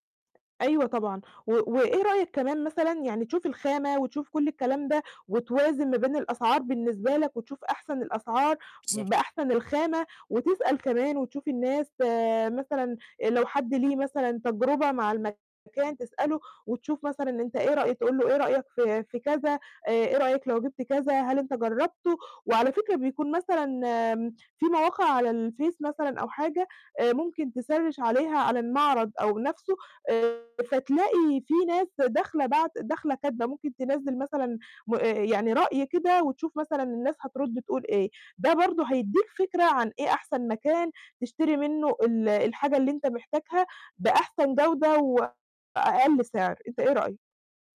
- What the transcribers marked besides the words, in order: distorted speech; in English: "تسرّش"
- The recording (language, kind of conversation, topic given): Arabic, advice, إزاي أتعلم أشتري بذكاء عشان أجيب حاجات وهدوم بجودة كويسة وبسعر معقول؟